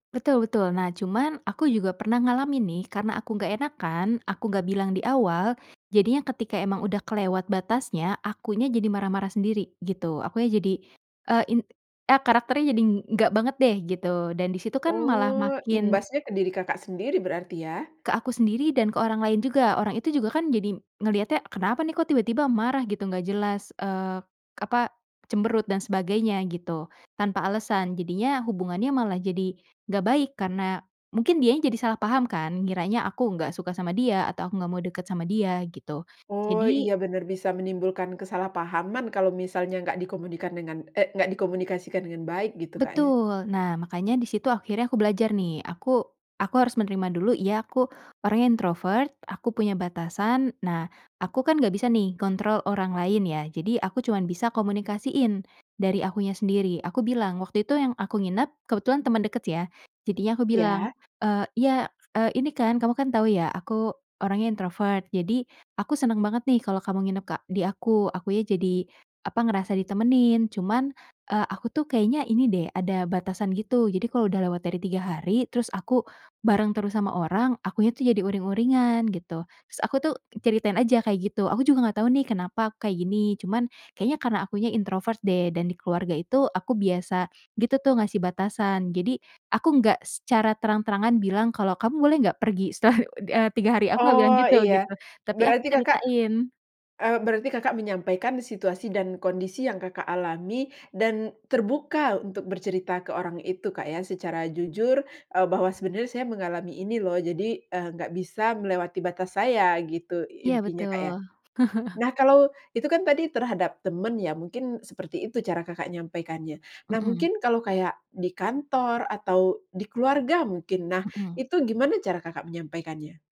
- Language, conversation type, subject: Indonesian, podcast, Bagaimana menyampaikan batasan tanpa terdengar kasar atau dingin?
- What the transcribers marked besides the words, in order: tapping; "dikomunikasikan" said as "dikomunikan"; other background noise; laughing while speaking: "setelah"; chuckle